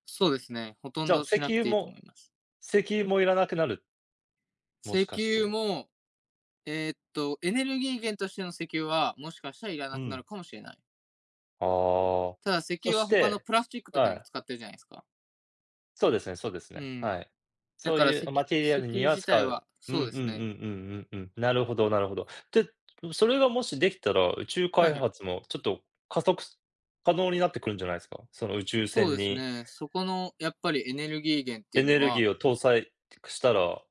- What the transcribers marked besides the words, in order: in English: "マテリアル"
- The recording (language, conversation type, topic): Japanese, unstructured, 宇宙についてどう思いますか？